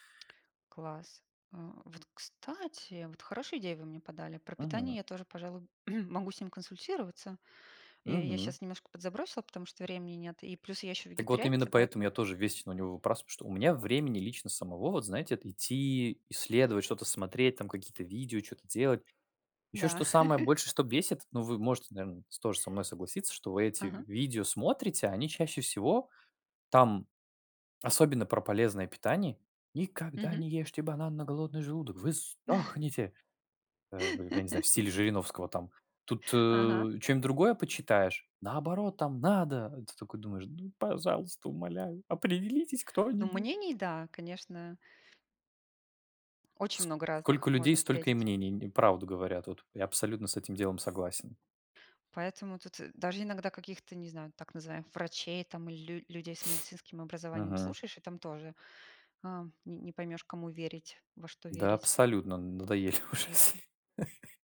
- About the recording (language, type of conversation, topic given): Russian, unstructured, Как технологии изменили ваш подход к обучению и саморазвитию?
- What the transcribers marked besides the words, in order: tapping; throat clearing; chuckle; put-on voice: "никогда не ешьте банан на голодный желудок, вы сдохнете!"; chuckle; laugh; stressed: "надо!"; put-on voice: "Ну, пожалуйста, умоляю, определитесь кто-нибудь"; other background noise; laughing while speaking: "надоели уже все"; laugh